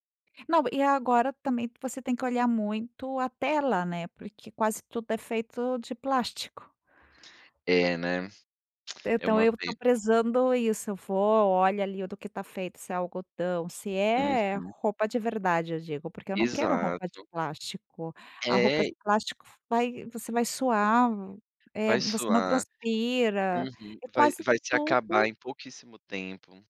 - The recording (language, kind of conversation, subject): Portuguese, podcast, Como você adapta tendências ao seu estilo pessoal?
- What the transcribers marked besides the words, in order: other noise; tongue click